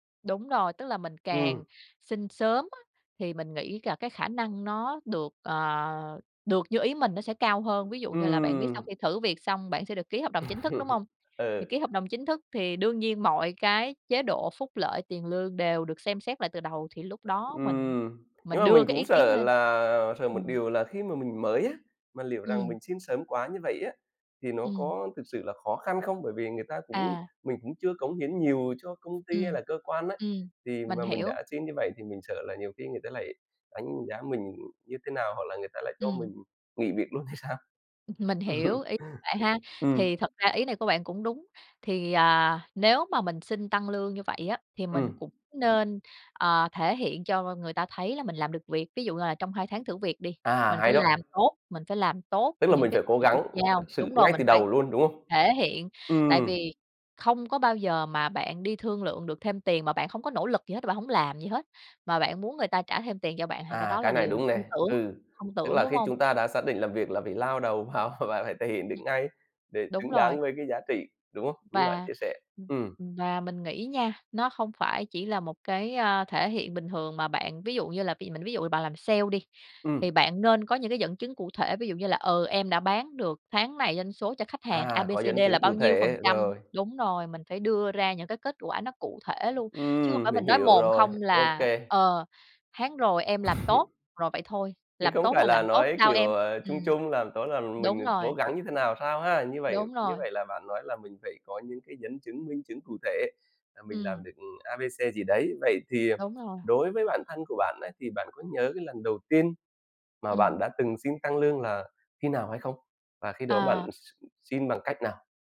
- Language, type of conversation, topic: Vietnamese, podcast, Làm sao để xin tăng lương mà không ngượng?
- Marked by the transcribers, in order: other background noise; laugh; other noise; laughing while speaking: "thì sao?"; laugh; tapping; laughing while speaking: "vào và"; laugh